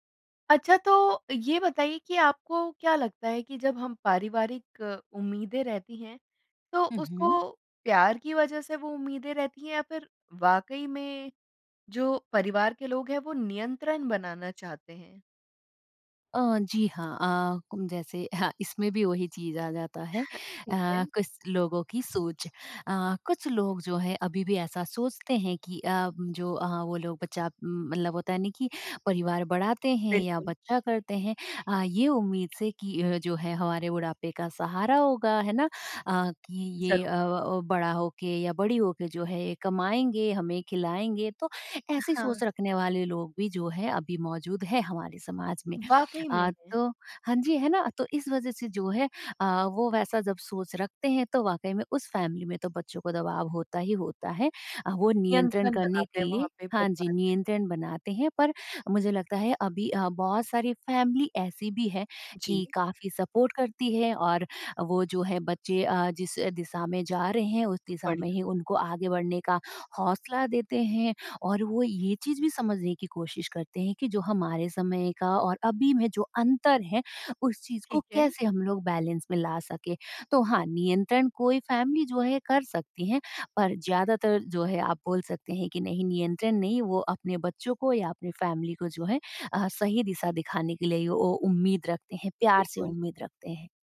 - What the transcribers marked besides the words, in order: tapping; chuckle; in English: "फ़ैमिली"; in English: "फ़ैमिली"; in English: "सपोर्ट"; in English: "बैलेंस"; in English: "फ़ैमिली"; in English: "फ़ैमिली"
- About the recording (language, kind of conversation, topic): Hindi, podcast, क्या पारिवारिक उम्मीदें सहारा बनती हैं या दबाव पैदा करती हैं?